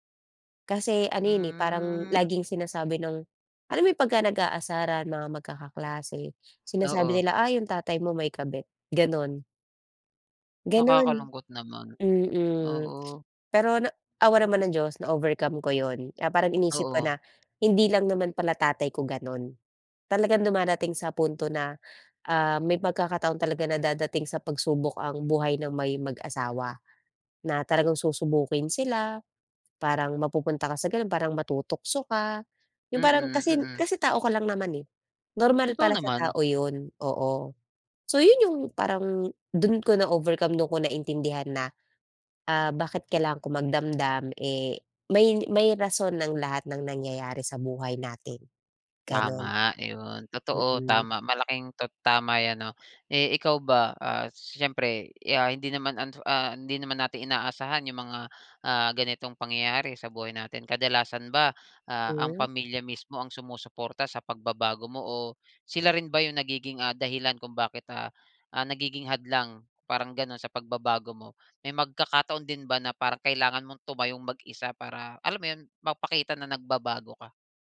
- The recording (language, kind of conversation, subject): Filipino, podcast, Ano ang naging papel ng pamilya mo sa mga pagbabagong pinagdaanan mo?
- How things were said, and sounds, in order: drawn out: "Hmm"; tsk; in English: "na-overcome"; tapping; "pagkakataon" said as "magkakataon"